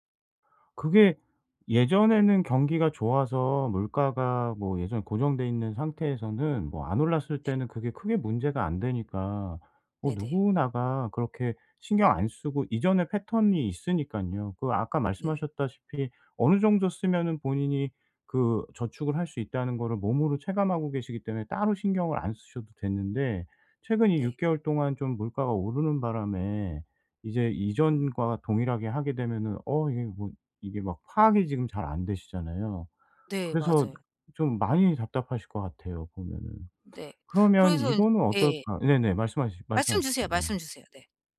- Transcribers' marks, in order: other background noise
- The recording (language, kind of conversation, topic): Korean, advice, 현금흐름을 더 잘 관리하고 비용을 줄이려면 어떻게 시작하면 좋을까요?